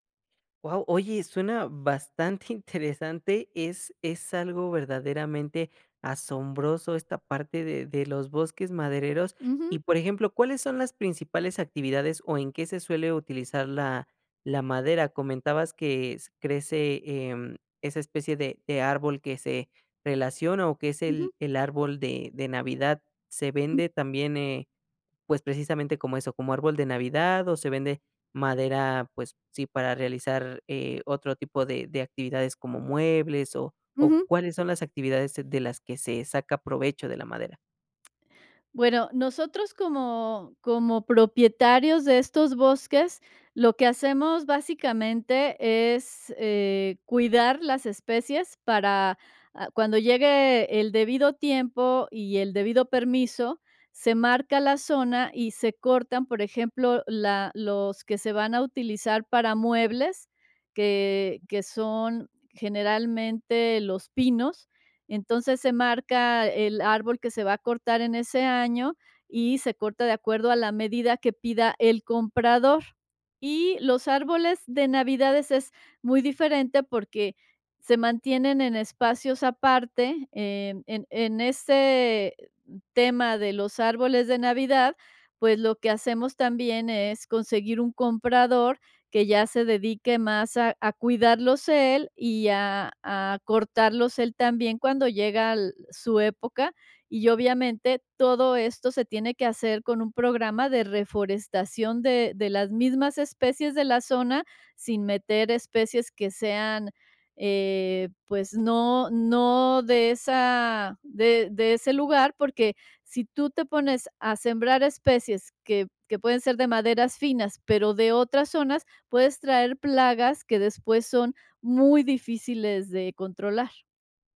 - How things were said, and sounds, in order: chuckle; other noise
- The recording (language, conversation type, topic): Spanish, podcast, ¿Qué tradición familiar sientes que más te representa?